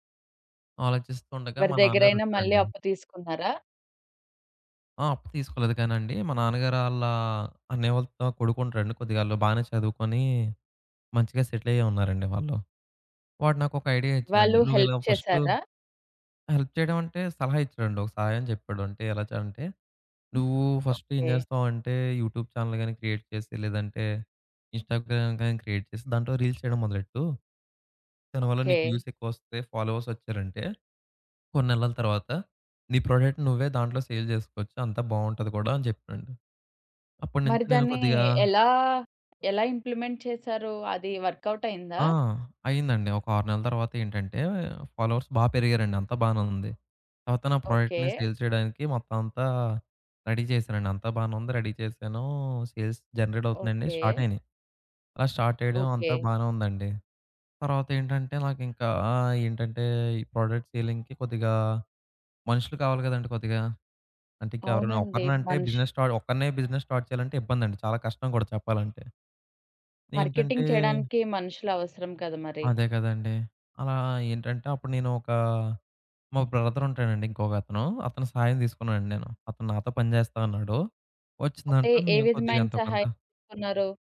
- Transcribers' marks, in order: in English: "సెటిల్"; in English: "హెల్ప్"; in English: "ఫస్ట్ హెల్ప్"; in English: "ఫస్ట్"; in English: "యూట్యూబ్ చానెల్"; in English: "క్రియేట్"; in English: "ఇన్‌స్టాగ్రామ్"; in English: "క్రియేట్"; in English: "రీల్స్"; in English: "వ్యూస్"; in English: "ఫాలోవర్స్"; in English: "ప్రొడక్ట్‌ని"; in English: "సేల్"; in English: "ఇంప్లిమెంట్"; in English: "వర్కౌట్"; in English: "ఫాలోవర్స్"; in English: "ప్రొడక్ట్‌ని సేల్"; in English: "రెడీ"; in English: "రెడీ"; in English: "సేల్స్ జనరేట్"; in English: "స్టార్ట్"; in English: "స్టార్ట్"; in English: "ప్రొడక్ట్ సేలింగ్‌కి"; in English: "బిజినెస్ స్టార్ట్"; in English: "బిజినెస్ స్టార్ట్"; in English: "మార్కెటింగ్"; other background noise; in English: "బ్రదర్"
- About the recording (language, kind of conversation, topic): Telugu, podcast, ఆపద సమయంలో ఎవరో ఇచ్చిన సహాయం వల్ల మీ జీవితంలో దారి మారిందా?